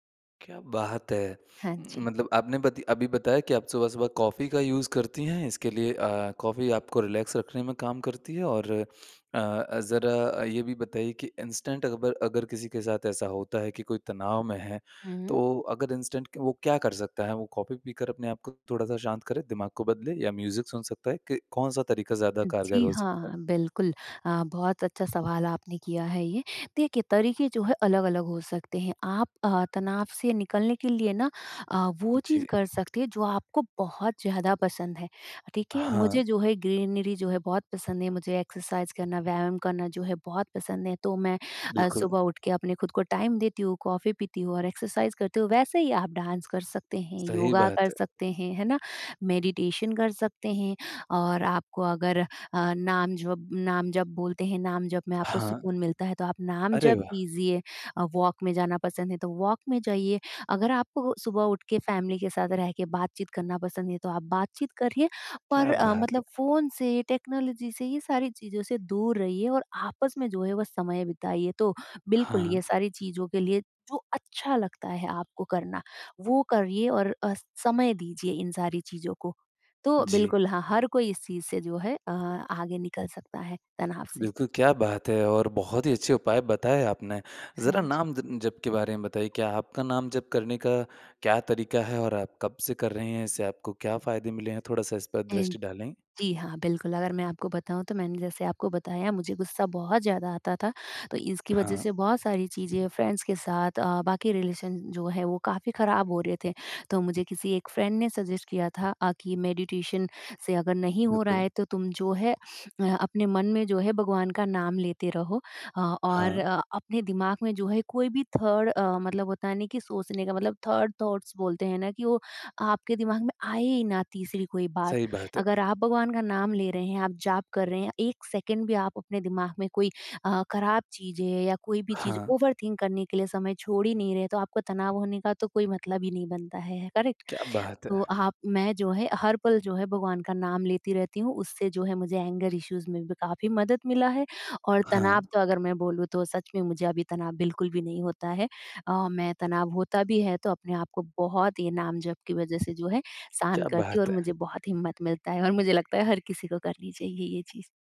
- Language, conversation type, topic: Hindi, podcast, तनाव होने पर आप सबसे पहला कदम क्या उठाते हैं?
- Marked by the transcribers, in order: in English: "यूज़"; in English: "रिलैक्स"; in English: "इंस्टेंट"; in English: "इंस्टेंट"; in English: "म्यूज़िक"; in English: "ग्रीनरी"; in English: "एक्सरसाइज़"; in English: "टाइम"; in English: "एक्सरसाइज़"; in English: "डांस"; in English: "मेडिटेशन"; in English: "वॉक"; in English: "वॉक"; in English: "फ़ैमिली"; in English: "टेक्नोलॉज़ी"; in English: "फ्रेंड्स"; in English: "रिलेशन"; in English: "फ्रेंड"; in English: "सज़ेस्ट"; in English: "मेडिटेशन"; in English: "थर्ड"; in English: "थर्ड थॉट्स"; in English: "ओवरथिंक"; in English: "करेक्ट?"; in English: "एंगर इश्यूज़"